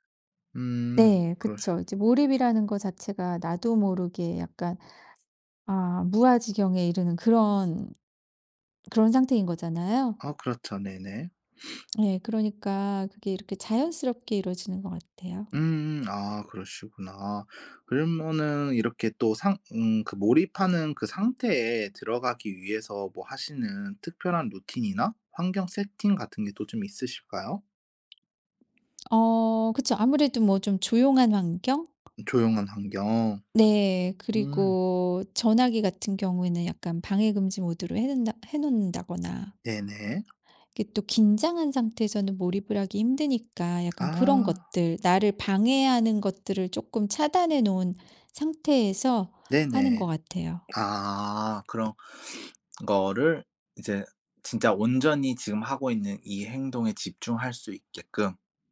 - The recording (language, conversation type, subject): Korean, podcast, 어떤 활동을 할 때 완전히 몰입하시나요?
- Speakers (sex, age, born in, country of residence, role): female, 50-54, South Korea, United States, guest; male, 25-29, South Korea, Japan, host
- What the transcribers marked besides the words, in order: other background noise; sniff; sniff